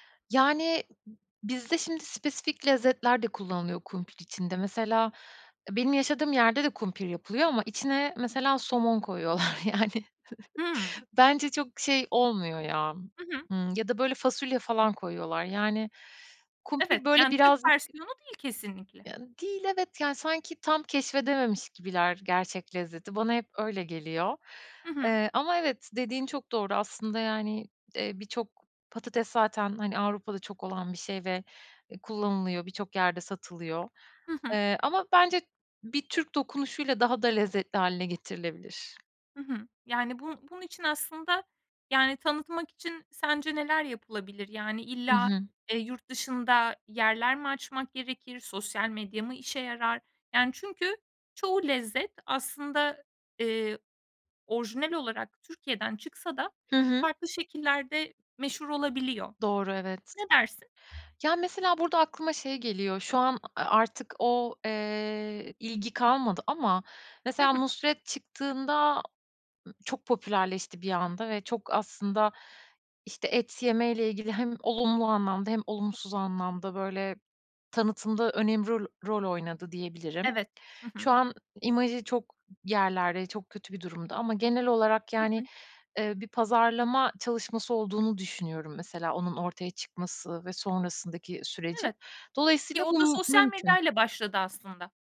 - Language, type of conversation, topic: Turkish, podcast, Sokak lezzetleri senin için ne ifade ediyor?
- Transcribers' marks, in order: laughing while speaking: "yani"; chuckle; other background noise; tapping